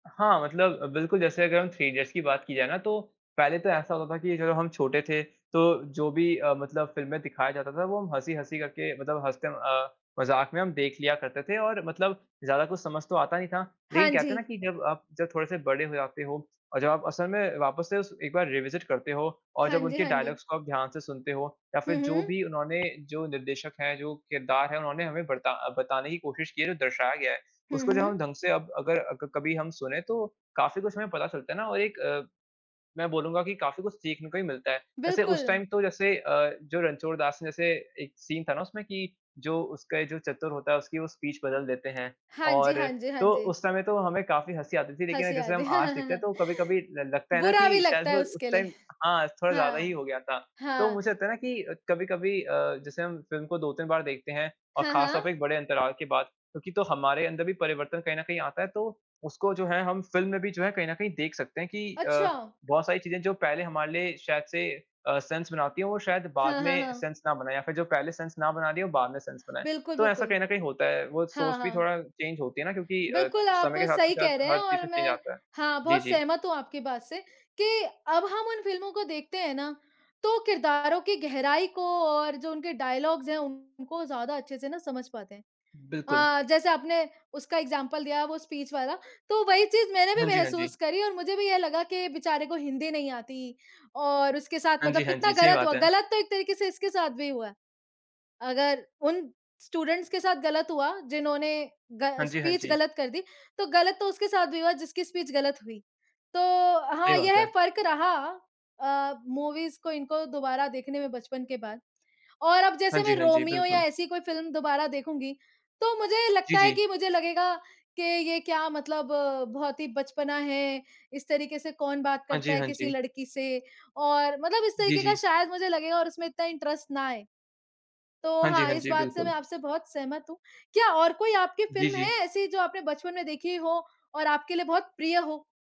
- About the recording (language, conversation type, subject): Hindi, unstructured, आपके बचपन की सबसे यादगार फिल्म कौन सी थी?
- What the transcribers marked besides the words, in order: in English: "थ्री इडियट्स"; in English: "रिविसिट"; in English: "डायलॉग्स"; in English: "टाइम"; in English: "सीन"; in English: "स्पीच"; laugh; in English: "टाइम"; in English: "सेंस"; in English: "सेंस"; in English: "सेंस"; in English: "सेंस"; in English: "चेंज"; in English: "चेंज"; in English: "डायलॉग्स"; in English: "एग्ज़ाम्पल"; in English: "स्पीच"; in English: "स्टूडेंट्स"; in English: "स्पीच"; in English: "स्पीच"; in English: "मूवीज़"; in English: "इंटरेस्ट"